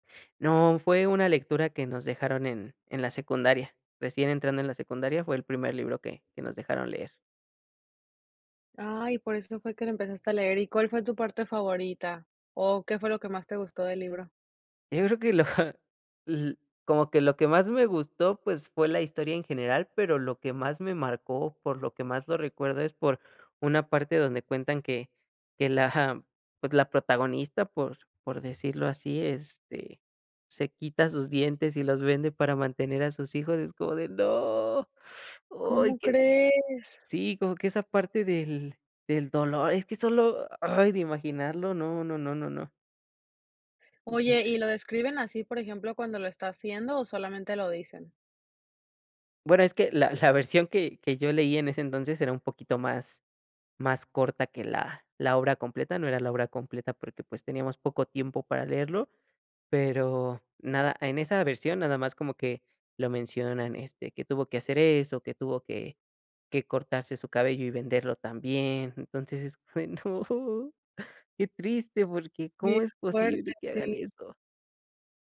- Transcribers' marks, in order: chuckle; surprised: "¡no!"; surprised: "¿Cómo es posible que hagan eso?"
- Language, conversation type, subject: Spanish, podcast, ¿Por qué te gustan tanto los libros?